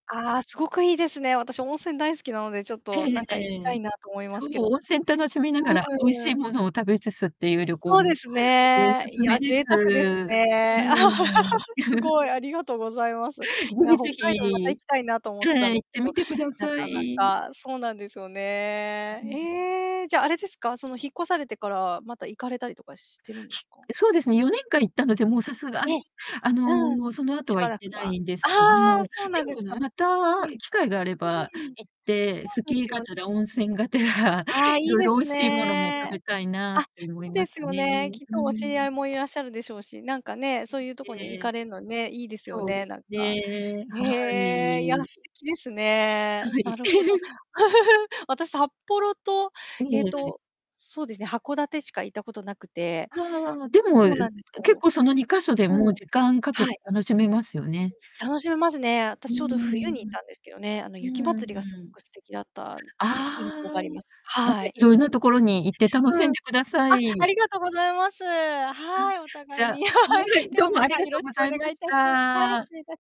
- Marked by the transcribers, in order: distorted speech; other background noise; laugh; chuckle; chuckle; unintelligible speech; laughing while speaking: "はい"; unintelligible speech
- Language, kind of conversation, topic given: Japanese, unstructured, 旅先でいちばんおいしかった食べ物は何ですか？